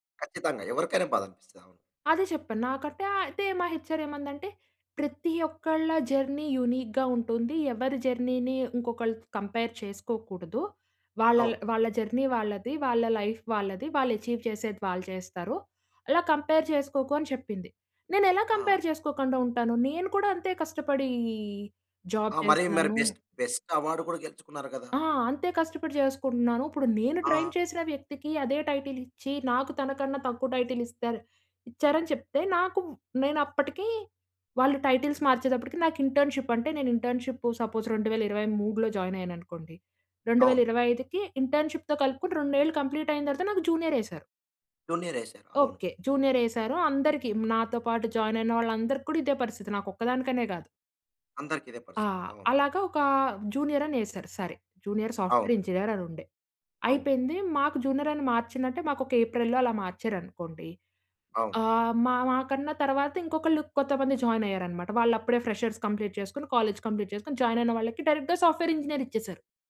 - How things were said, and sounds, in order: in English: "హెచ్ఆర్"; in English: "జర్నీ యూనిక్‌గా"; in English: "జర్నీని"; in English: "కంపేర్"; in English: "జర్నీ"; in English: "లైఫ్"; in English: "అచీవ్"; in English: "కంపేర్"; in English: "కంపేర్"; drawn out: "కష్టపడీ"; in English: "జాబ్"; in English: "బెస్ట్, బెస్ట్ అవార్డ్"; in English: "ట్రైన్"; in English: "టైటిల్"; in English: "టైటిల్"; in English: "టైటిల్స్"; in English: "ఇంటర్న్‌షిప్"; in English: "ఇంటర్న్‌షిప్ సపోజ్"; in English: "జాయిన్"; in English: "ఇంటర్న్‌షిప్‌తో"; in English: "కంప్లీట్"; in English: "జూనియర్"; in English: "జూనియర్"; in English: "జూనియర్"; in English: "జూనియర్ సాఫ్ట్‌వేర్ ఇంజినీర్"; in English: "జూనియర్"; in English: "జాయిన్"; in English: "ఫ్రెషర్స్ కంప్లీట్"; in English: "కంప్లీట్"; in English: "జాయిన్"; in English: "డైరెక్ట్‌గా సాఫ్ట్‌వేర్ ఇంజినీర్"
- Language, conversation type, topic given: Telugu, podcast, ఉద్యోగ హోదా మీకు ఎంత ప్రాముఖ్యంగా ఉంటుంది?